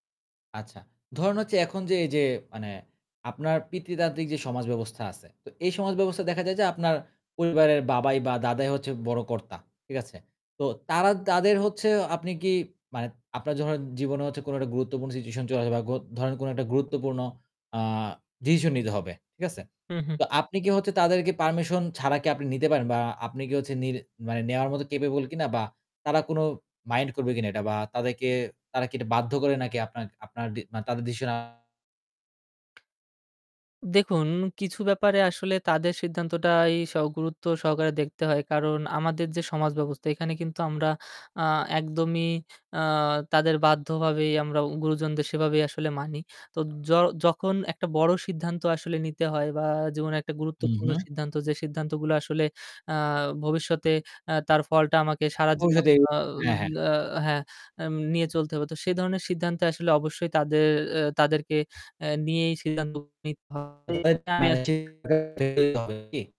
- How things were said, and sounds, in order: static; distorted speech; unintelligible speech; unintelligible speech
- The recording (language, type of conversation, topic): Bengali, podcast, কঠিন সিদ্ধান্ত নেওয়ার সময় আপনি পরিবারকে কতটা জড়িয়ে রাখেন?